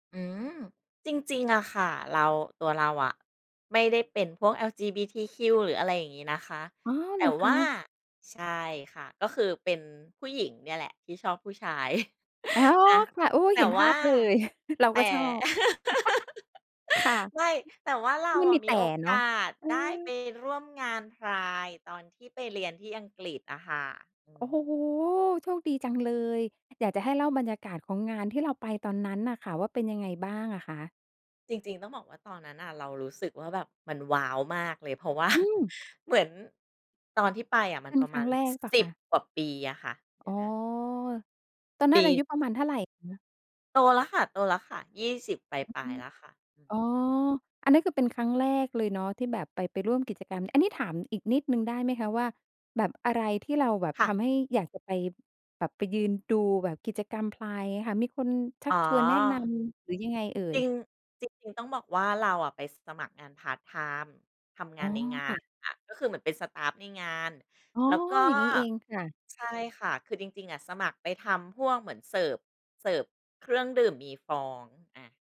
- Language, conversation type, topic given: Thai, podcast, พาเหรดหรือกิจกรรมไพรด์มีความหมายอย่างไรสำหรับคุณ?
- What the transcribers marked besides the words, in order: laugh; chuckle; laugh; other noise; laughing while speaking: "ว่า"; tapping